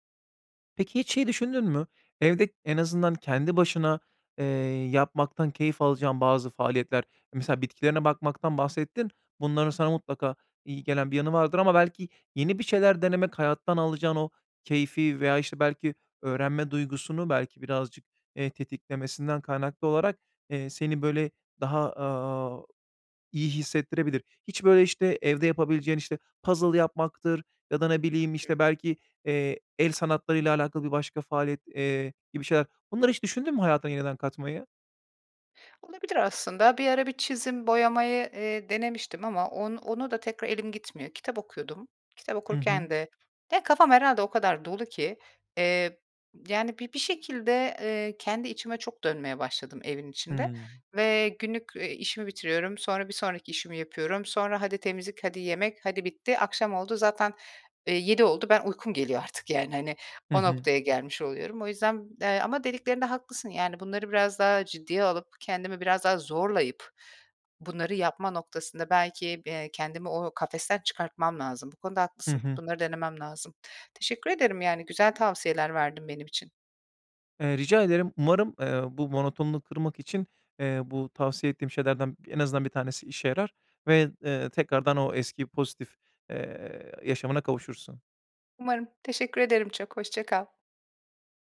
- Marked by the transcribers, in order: tapping; unintelligible speech
- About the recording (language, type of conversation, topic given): Turkish, advice, Rutin hayatın monotonluğu yüzünden tutkularını kaybetmiş gibi mi hissediyorsun?